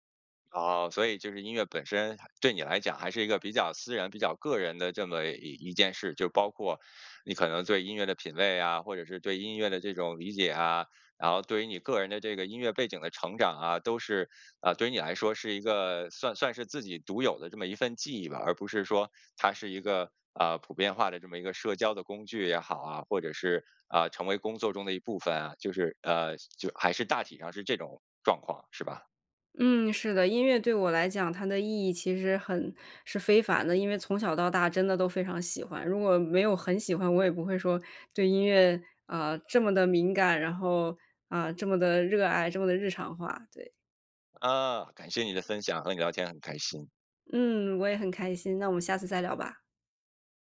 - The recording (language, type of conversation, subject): Chinese, podcast, 你对音乐的热爱是从哪里开始的？
- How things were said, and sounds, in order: none